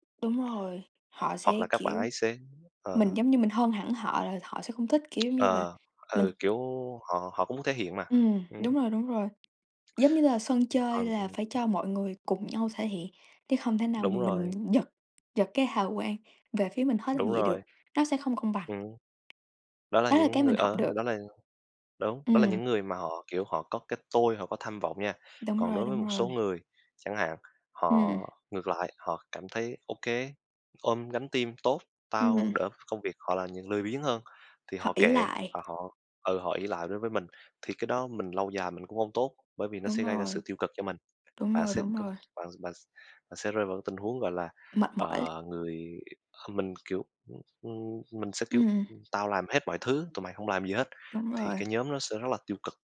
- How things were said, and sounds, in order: other background noise; tapping; unintelligible speech; in English: "team"
- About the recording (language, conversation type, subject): Vietnamese, unstructured, Bạn thích học nhóm hay học một mình hơn?